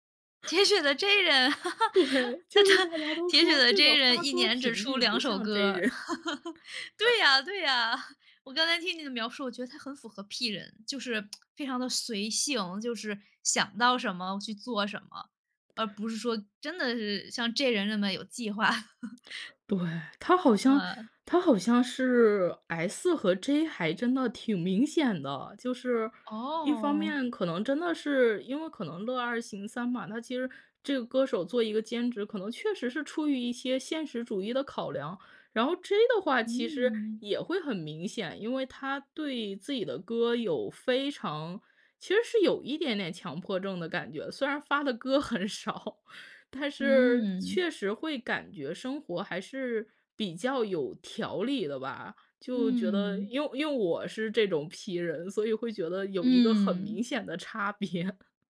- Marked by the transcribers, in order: laughing while speaking: "铁血的J人"; laugh; laughing while speaking: "对"; laughing while speaking: "人"; laugh; tsk; laugh; laughing while speaking: "歌很少"; laughing while speaking: "别"
- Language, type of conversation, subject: Chinese, podcast, 有哪些歌曲或歌手对你的音乐口味产生了重要影响？